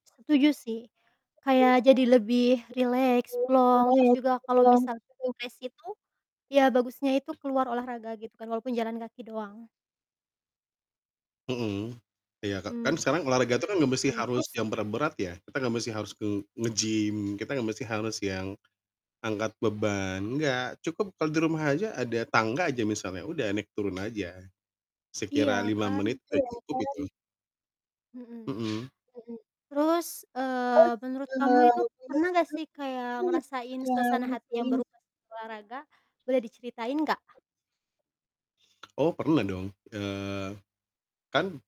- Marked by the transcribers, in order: other background noise; background speech; distorted speech; static
- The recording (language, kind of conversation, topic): Indonesian, unstructured, Bagaimana olahraga dapat memengaruhi suasana hati kamu?